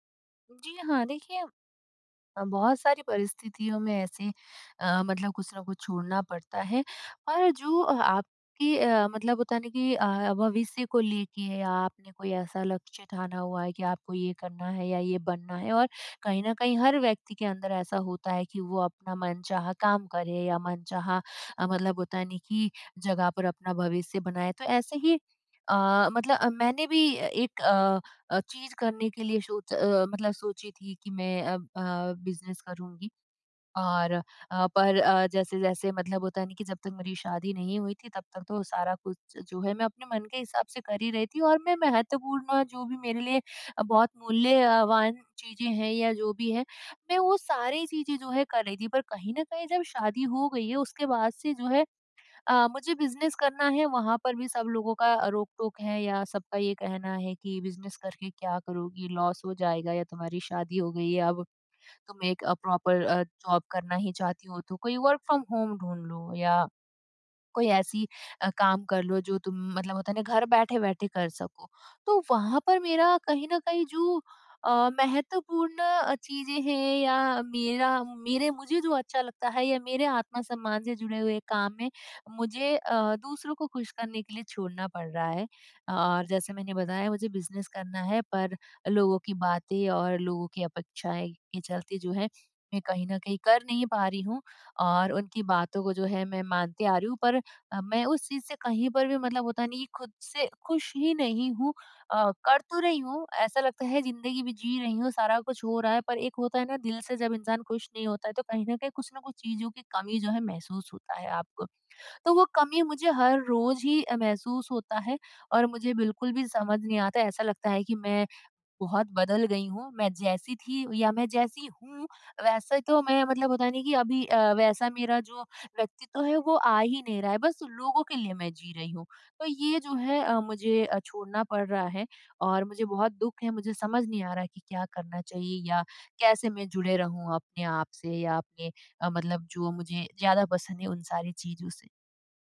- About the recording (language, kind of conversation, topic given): Hindi, advice, मैं अपने मूल्यों और मानकों से कैसे जुड़ा रह सकता/सकती हूँ?
- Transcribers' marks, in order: in English: "लॉस"; in English: "प्रॉपर"; in English: "जॉब"; in English: "वर्क फ्रॉम होम"